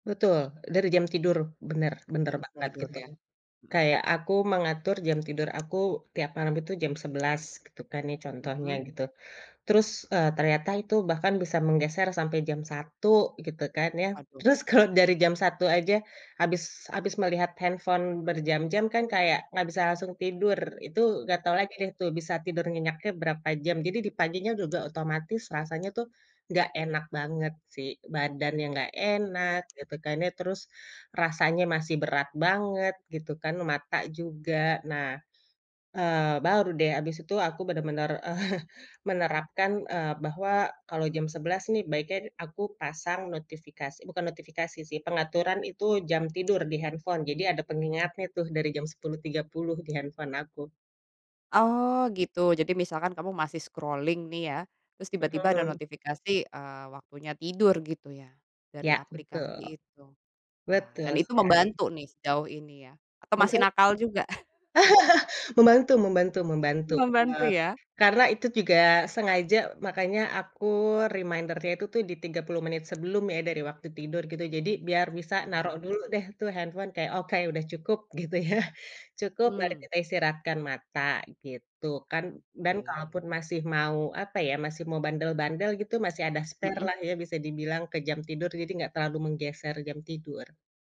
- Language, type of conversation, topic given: Indonesian, podcast, Bagaimana cara kamu mengatasi kecanduan gawai?
- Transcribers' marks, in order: tapping; laughing while speaking: "Terus kalau"; in English: "handphone"; laughing while speaking: "eee"; in English: "scrolling"; laugh; in English: "reminder-nya"; laughing while speaking: "gitu ya"; in English: "spare-lah"